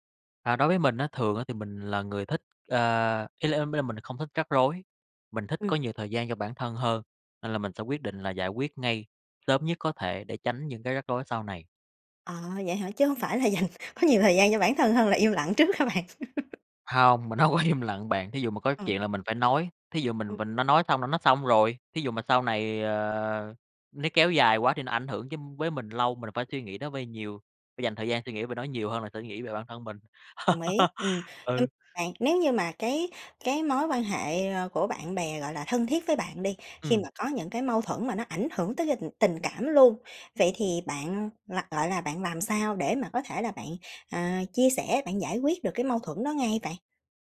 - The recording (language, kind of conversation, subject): Vietnamese, podcast, Bạn xử lý mâu thuẫn với bạn bè như thế nào?
- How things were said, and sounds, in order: laughing while speaking: "dành"; laughing while speaking: "trước hả bạn?"; laugh; laughing while speaking: "hông có im"; tapping; laugh